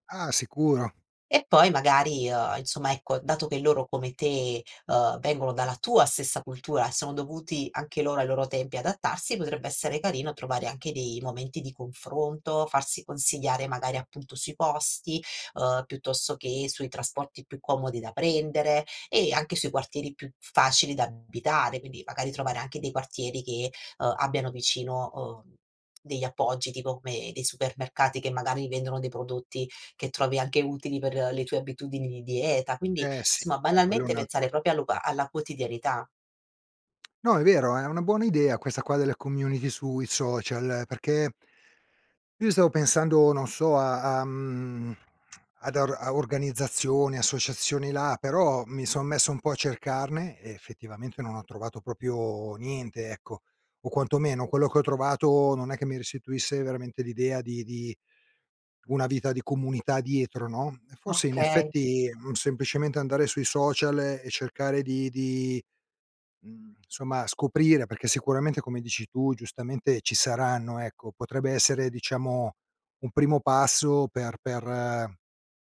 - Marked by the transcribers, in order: tapping; "proprio" said as "propio"; "proprio" said as "propio"
- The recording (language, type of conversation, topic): Italian, advice, Trasferimento in una nuova città